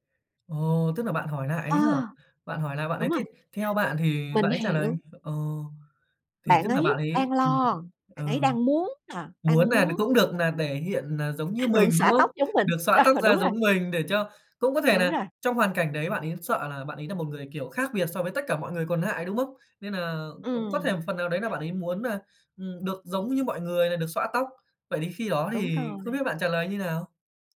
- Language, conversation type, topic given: Vietnamese, podcast, Theo bạn, điều gì giúp người lạ dễ bắt chuyện và nhanh thấy gần gũi với nhau?
- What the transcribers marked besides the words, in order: other background noise; tapping; laughing while speaking: "đó"